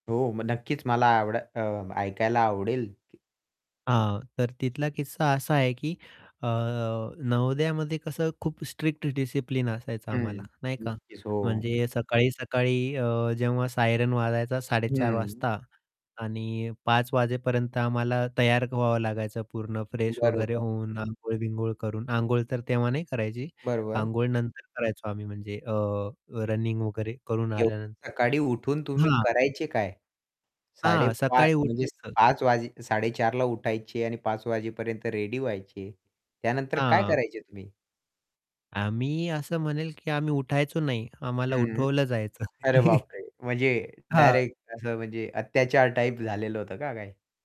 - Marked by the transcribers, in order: static; distorted speech; in English: "सायरन"; in English: "फ्रेश"; in English: "रेडी"; chuckle
- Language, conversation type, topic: Marathi, podcast, तुमची बालपणीची आवडती बाहेरची जागा कोणती होती?
- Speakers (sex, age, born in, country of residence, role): male, 20-24, India, India, host; male, 30-34, India, India, guest